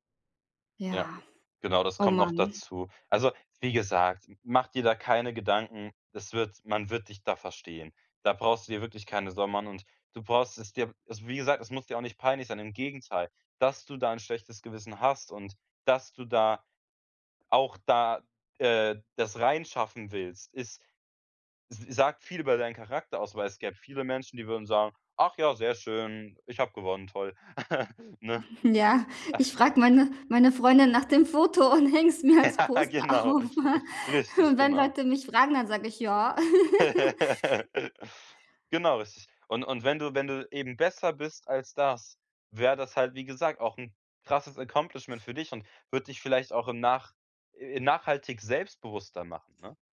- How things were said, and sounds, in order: stressed: "Dass"; stressed: "hast"; stressed: "dass"; giggle; laughing while speaking: "Ja, ich frage meine meine … als Poster auf"; laugh; laughing while speaking: "Ne?"; laugh; laugh; laughing while speaking: "Ja, genau"; chuckle; laugh; laugh; stressed: "besser"; stressed: "das"; in English: "Accomplishment"
- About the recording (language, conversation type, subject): German, advice, Wie kann ich nach einem peinlichen Missgeschick ruhig und gelassen bleiben?